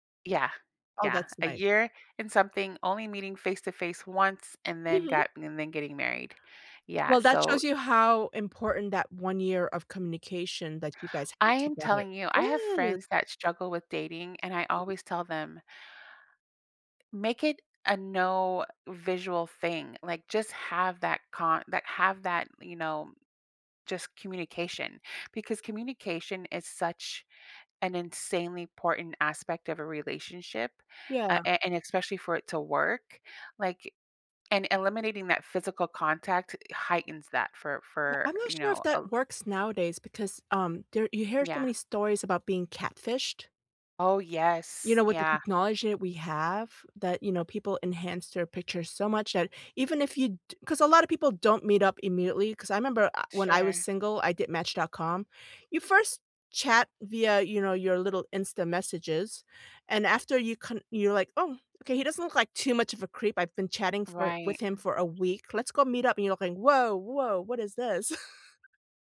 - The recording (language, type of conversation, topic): English, unstructured, What check-in rhythm feels right without being clingy in long-distance relationships?
- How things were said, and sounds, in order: drawn out: "i"; other background noise; "important" said as "portent"; chuckle